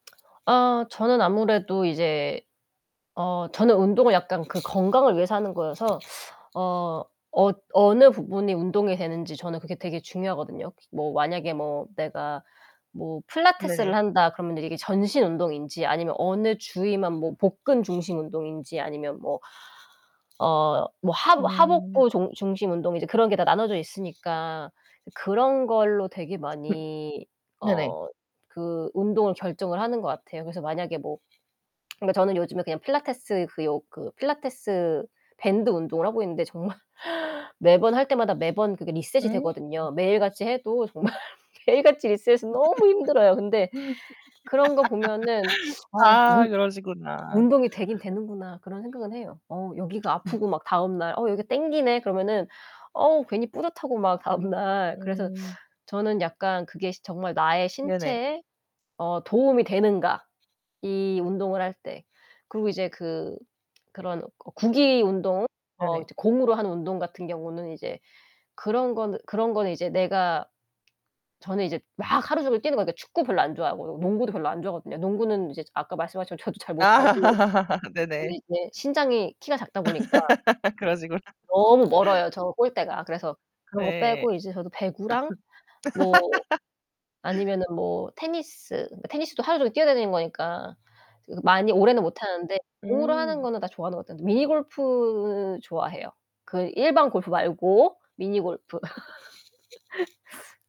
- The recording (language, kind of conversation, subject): Korean, unstructured, 당신이 가장 좋아하는 운동은 무엇이며, 그 운동을 좋아하는 이유는 무엇인가요?
- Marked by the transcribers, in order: other background noise; laugh; laughing while speaking: "정말"; laughing while speaking: "정말 매일같이 리셋이"; distorted speech; laugh; laugh; laugh; cough; laugh; static; laugh